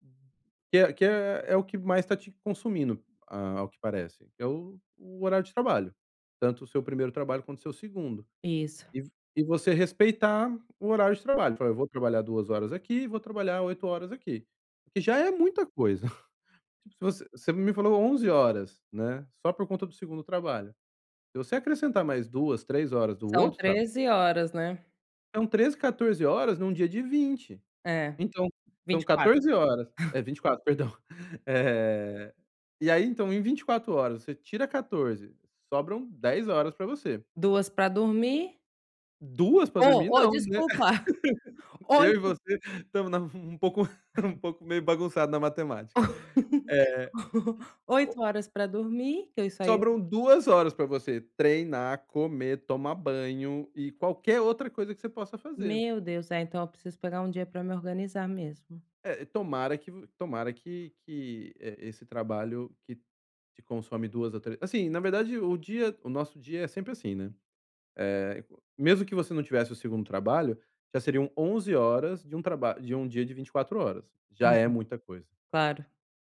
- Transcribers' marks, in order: other background noise; chuckle; tapping; chuckle; laugh; chuckle; laugh
- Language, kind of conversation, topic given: Portuguese, advice, Como decido o que fazer primeiro no meu dia?